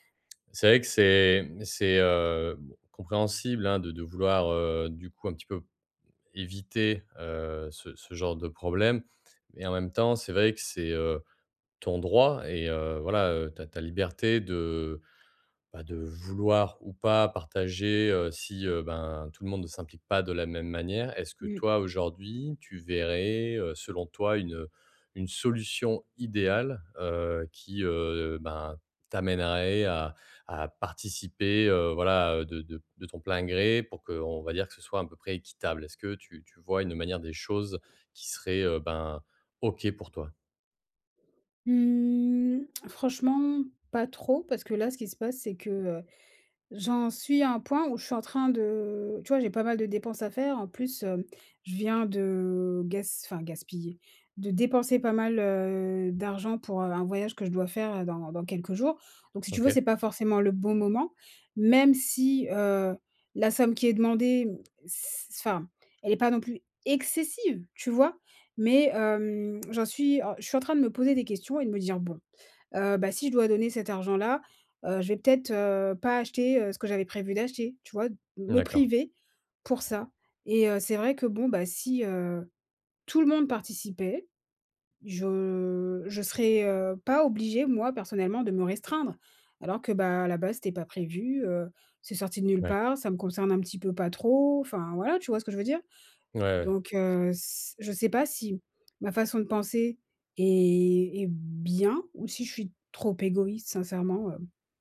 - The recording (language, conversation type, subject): French, advice, Comment demander une contribution équitable aux dépenses partagées ?
- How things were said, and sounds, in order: stressed: "idéale"; drawn out: "Mmh"; drawn out: "de"; stressed: "excessive"; drawn out: "je"